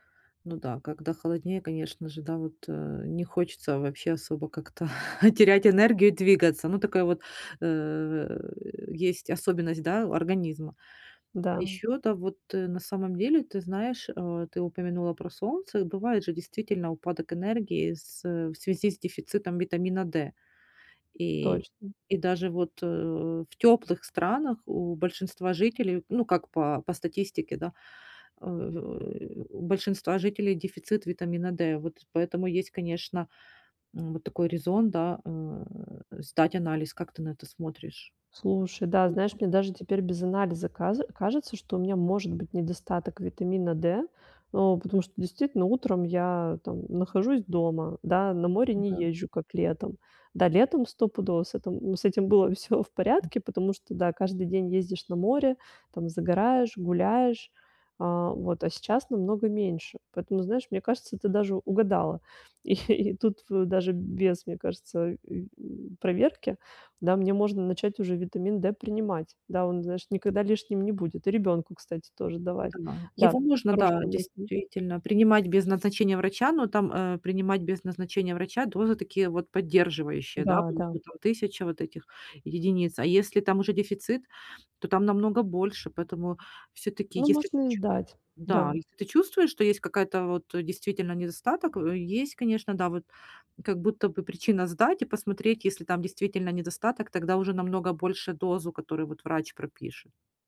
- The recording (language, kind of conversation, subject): Russian, advice, Как мне лучше сохранять концентрацию и бодрость в течение дня?
- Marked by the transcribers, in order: chuckle; chuckle